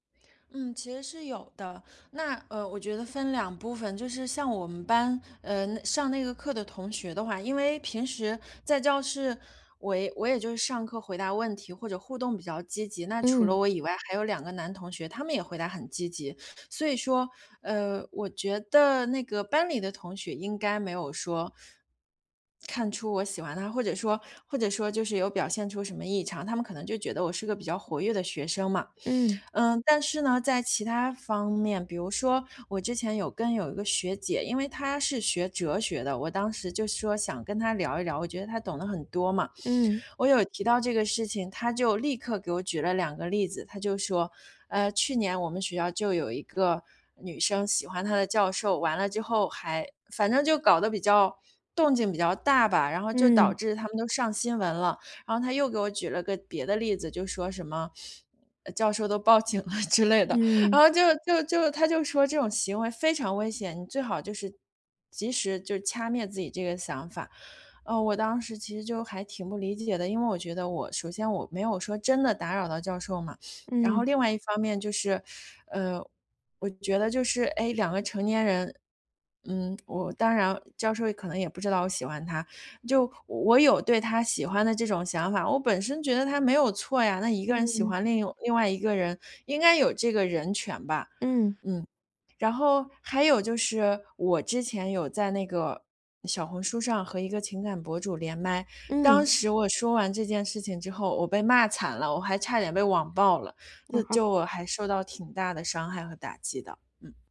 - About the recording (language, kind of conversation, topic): Chinese, advice, 我很害怕別人怎麼看我，該怎麼面對這種恐懼？
- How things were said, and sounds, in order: laughing while speaking: "都报警了之类的"; other background noise